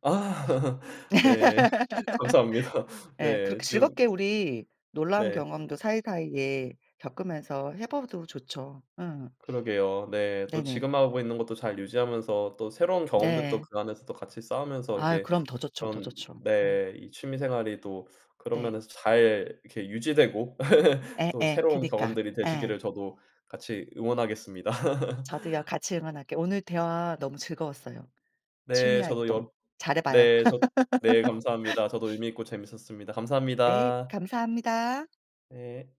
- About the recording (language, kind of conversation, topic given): Korean, unstructured, 취미 활동을 하다가 가장 놀랐던 순간은 언제였나요?
- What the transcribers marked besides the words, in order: laughing while speaking: "아 예. 감사합니다"; laugh; other background noise; "해 봐도" said as "해 보도"; tapping; laugh; laughing while speaking: "응원하겠습니다"; laugh; laugh